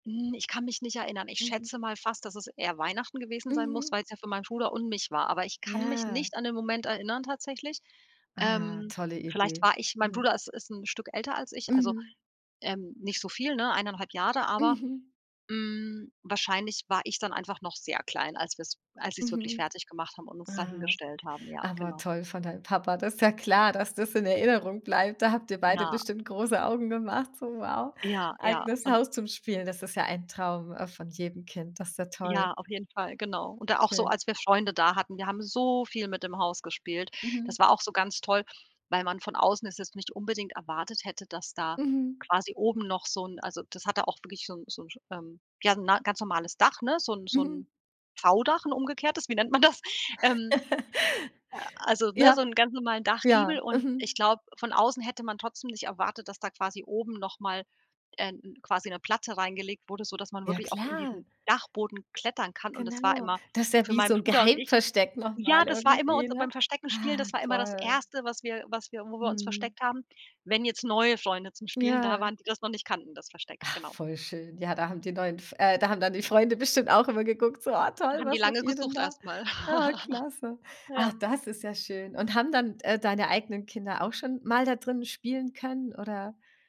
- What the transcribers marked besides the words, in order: stressed: "nicht"; stressed: "so"; laughing while speaking: "das?"; chuckle; other background noise; chuckle
- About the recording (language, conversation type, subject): German, podcast, Was war dein liebstes Spielzeug als Kind?